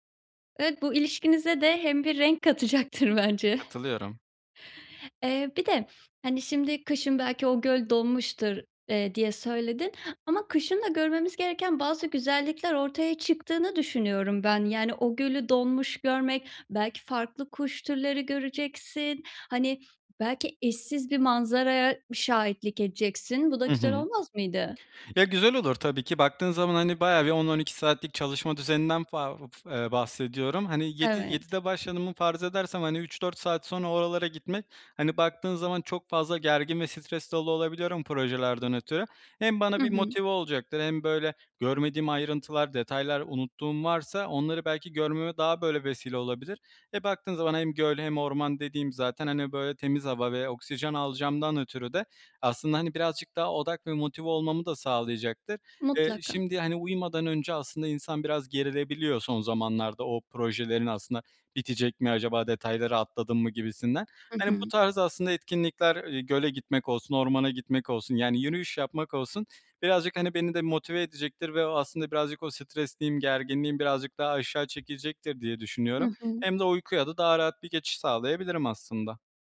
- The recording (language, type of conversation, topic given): Turkish, advice, Kısa yürüyüşleri günlük rutinime nasıl kolayca ve düzenli olarak dahil edebilirim?
- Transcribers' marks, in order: laughing while speaking: "katacaktır"; unintelligible speech